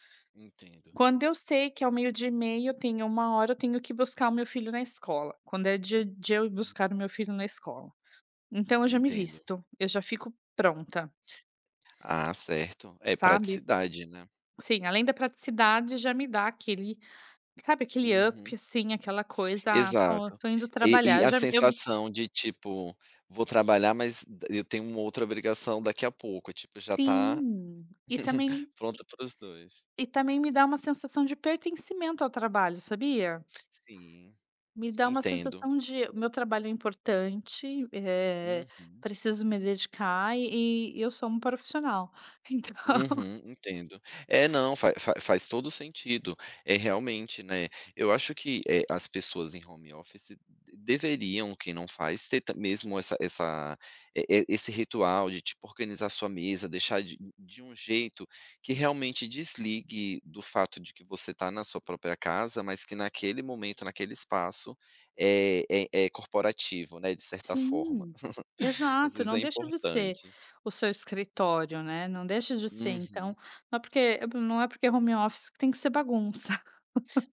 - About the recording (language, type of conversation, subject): Portuguese, podcast, Como você equilibra trabalho e autocuidado?
- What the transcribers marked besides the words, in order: in English: "up"; tapping; chuckle; laughing while speaking: "Então"; chuckle; laugh